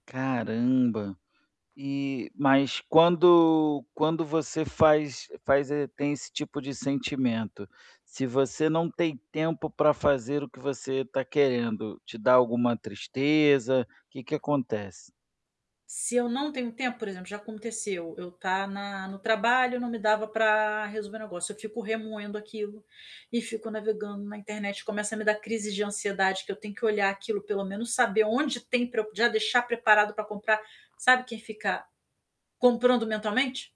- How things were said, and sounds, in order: other background noise; tapping; mechanical hum; static
- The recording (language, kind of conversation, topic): Portuguese, advice, Quais gatilhos fazem você querer consumir sem perceber?